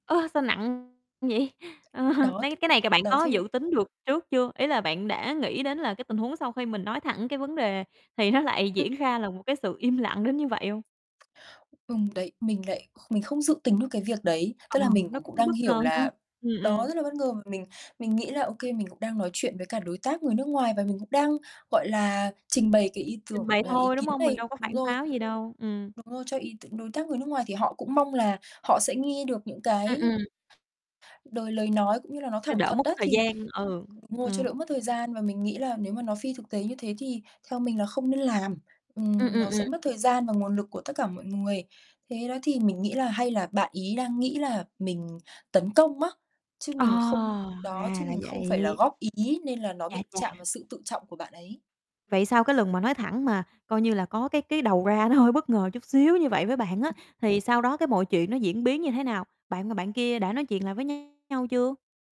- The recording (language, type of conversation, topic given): Vietnamese, podcast, Bạn nghĩ nói thẳng trong giao tiếp mang lại lợi hay hại?
- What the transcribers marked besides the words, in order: distorted speech; chuckle; other background noise; static; tapping; unintelligible speech; mechanical hum; unintelligible speech